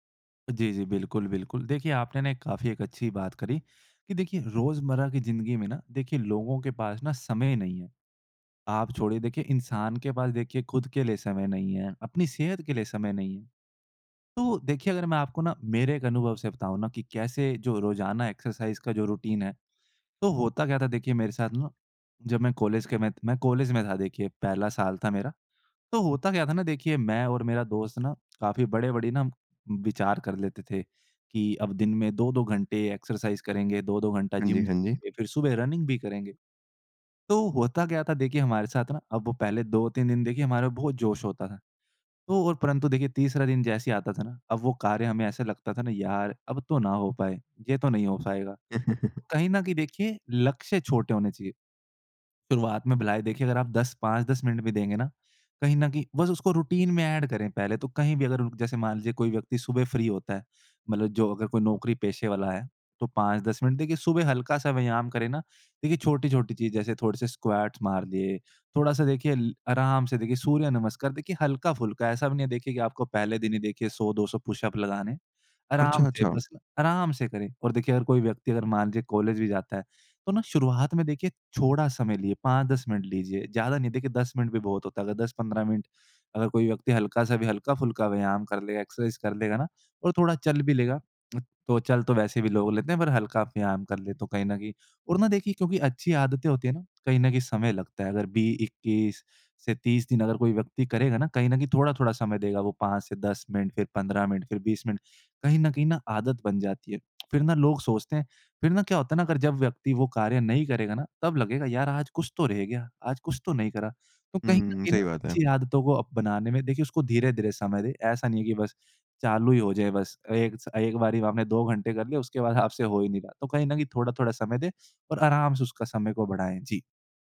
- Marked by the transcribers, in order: in English: "एक्सरसाइज़"; in English: "रूटीन"; in English: "एक्सरसाइज़"; in English: "रनिंग"; laugh; in English: "रूटीन"; in English: "एड"; in English: "फ्री"; in English: "स्क्वेट"; in English: "एक्सरसाइज़"; other background noise; tapping
- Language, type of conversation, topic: Hindi, podcast, रोज़ाना व्यायाम को अपनी दिनचर्या में बनाए रखने का सबसे अच्छा तरीका क्या है?